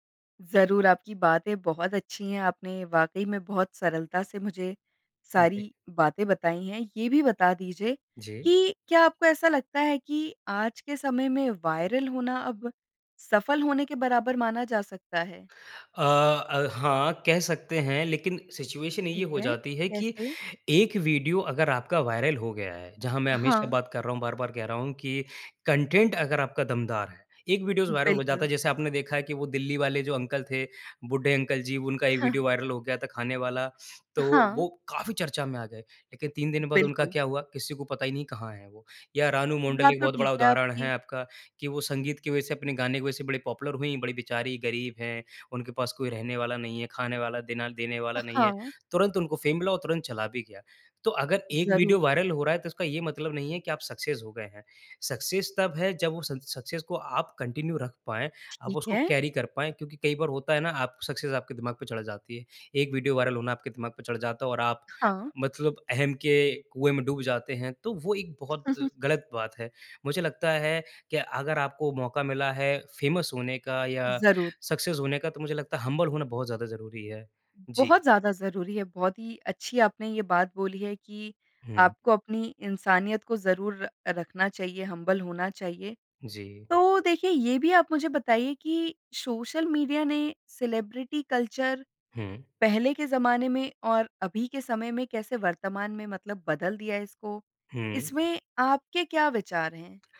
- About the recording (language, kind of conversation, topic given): Hindi, podcast, सोशल मीडिया ने सेलिब्रिटी संस्कृति को कैसे बदला है, आपके विचार क्या हैं?
- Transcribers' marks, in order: in English: "सिचुएशन"; in English: "कंटेन्ट"; in English: "अंकल"; in English: "अंकल"; chuckle; in English: "पॉपुलर"; in English: "फ़ेम"; in English: "सक्सेस"; in English: "सक्सेस"; in English: "सक्सेस"; in English: "कंटिन्यू"; in English: "कैरी"; in English: "सक्सेस"; chuckle; in English: "फ़ेमस"; in English: "सक्सेस"; in English: "हम्बल"; in English: "हम्बल"; in English: "सेलिब्रिटी कल्चर"